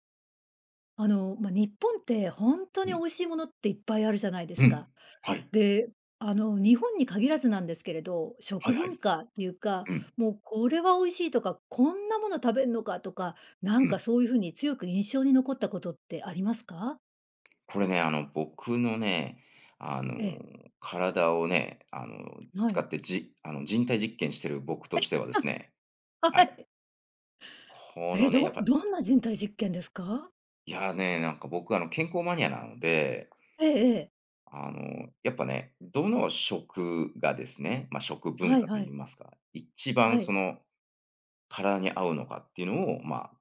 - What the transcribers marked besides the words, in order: other background noise; laughing while speaking: "はい"; tapping
- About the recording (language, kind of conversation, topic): Japanese, podcast, 食文化に関して、特に印象に残っている体験は何ですか?